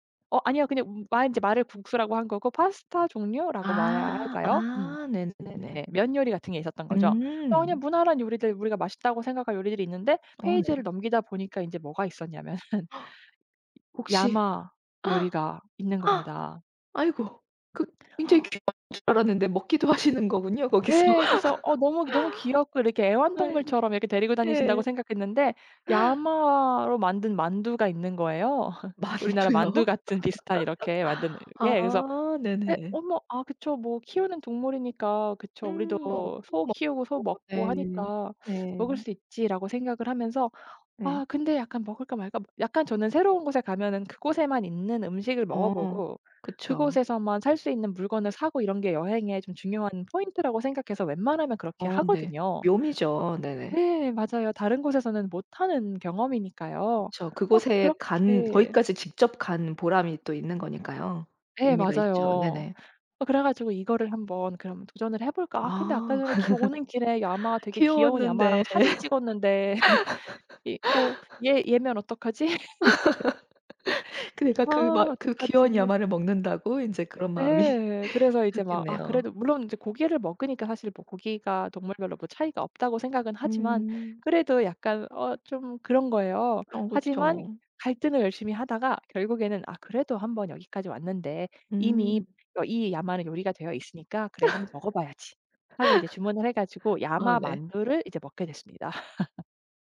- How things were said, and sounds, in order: other background noise; tapping; gasp; laughing while speaking: "있었냐면은"; gasp; laughing while speaking: "거기서"; laugh; gasp; laugh; laughing while speaking: "만두요?"; laugh; unintelligible speech; laugh; laugh; laughing while speaking: "그 내가 그 막"; laughing while speaking: "어떡하지?"; laugh; laughing while speaking: "마음이"; laugh; laugh
- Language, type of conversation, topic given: Korean, podcast, 여행지에서 먹어본 인상적인 음식은 무엇인가요?